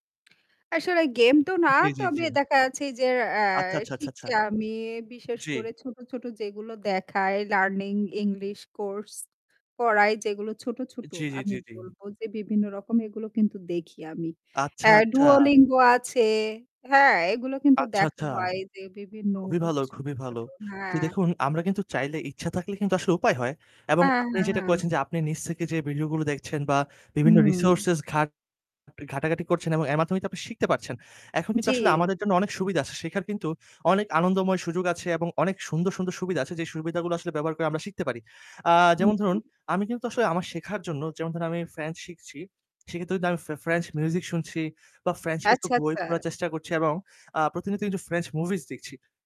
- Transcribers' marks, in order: lip smack; static; "আসলে" said as "আসরে"; "যাচ্ছে" said as "আচ্ছে"; distorted speech; "করেছেন" said as "কয়েছেন"; "আপনি" said as "আপ"; "আসলে" said as "আসরে"
- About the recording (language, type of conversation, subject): Bengali, unstructured, আপনি কীভাবে নিজের পড়াশোনাকে আরও মজাদার করে তোলেন?